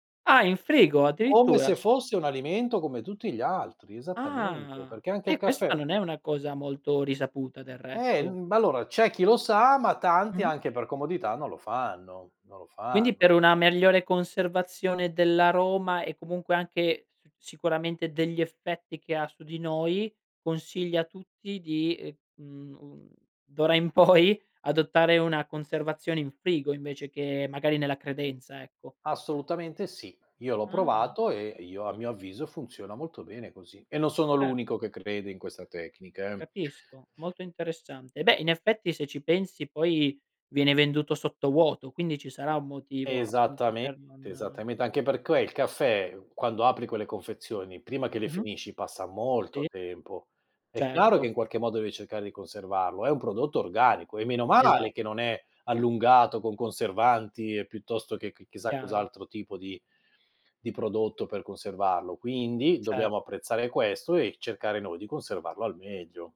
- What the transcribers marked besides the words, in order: "migliore" said as "megliore"; tapping; "perché" said as "percuè"
- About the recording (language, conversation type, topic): Italian, podcast, Come bilanci la caffeina e il riposo senza esagerare?
- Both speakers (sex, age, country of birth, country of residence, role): male, 25-29, Italy, Italy, host; male, 50-54, Italy, Italy, guest